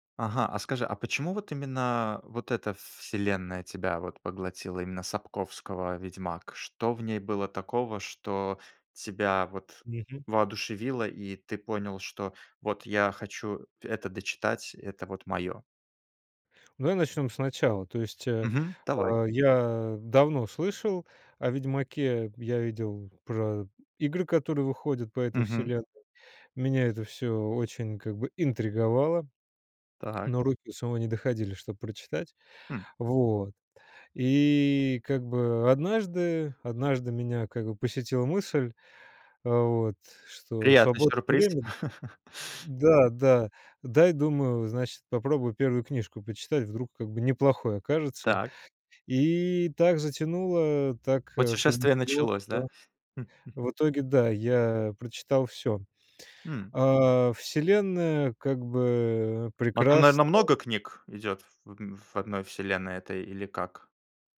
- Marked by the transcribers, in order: tapping; laugh; other background noise; laugh
- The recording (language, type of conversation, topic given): Russian, podcast, Какая книга помогает тебе убежать от повседневности?